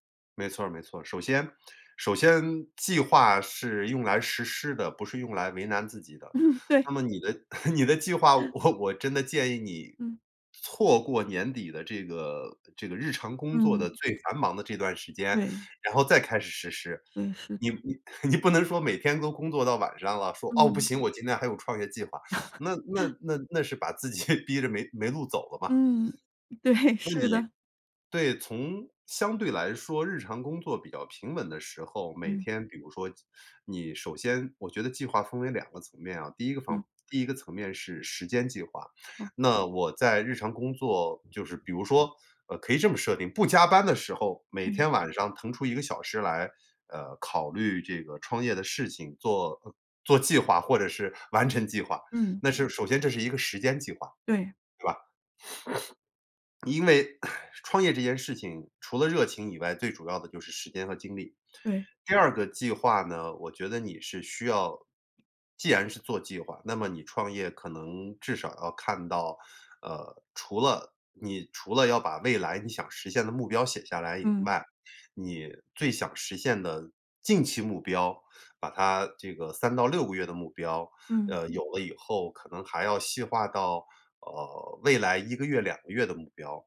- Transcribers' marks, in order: laughing while speaking: "嗯"; laughing while speaking: "你的计划，我 我真的"; chuckle; laughing while speaking: "你不能说"; teeth sucking; chuckle; laughing while speaking: "逼着"; laughing while speaking: "对，是的"; sniff; tapping; other noise
- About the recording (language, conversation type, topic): Chinese, advice, 平衡创业与个人生活